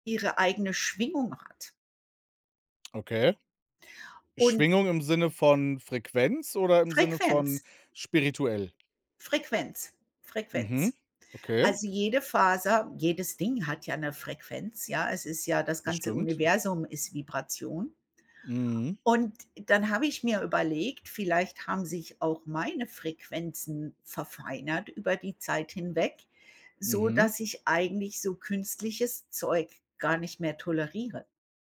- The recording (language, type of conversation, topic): German, unstructured, Wie stehst du zu Menschen, die sich sehr ungewöhnlich oder auffällig kleiden?
- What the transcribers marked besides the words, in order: other noise